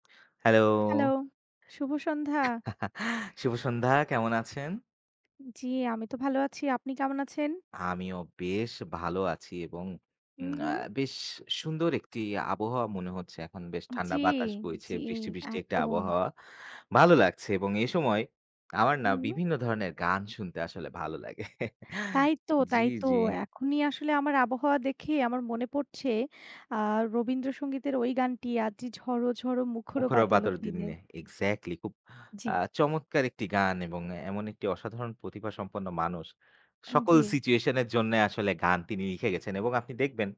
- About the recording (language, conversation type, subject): Bengali, unstructured, তোমার প্রিয় গান বা সঙ্গীত কোনটি, আর কেন?
- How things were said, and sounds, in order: chuckle; chuckle